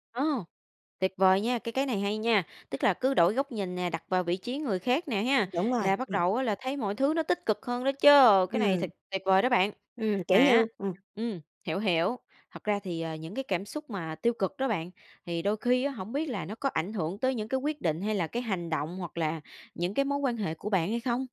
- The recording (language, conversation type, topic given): Vietnamese, podcast, Bạn xử lý tiếng nói nội tâm tiêu cực như thế nào?
- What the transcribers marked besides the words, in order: tapping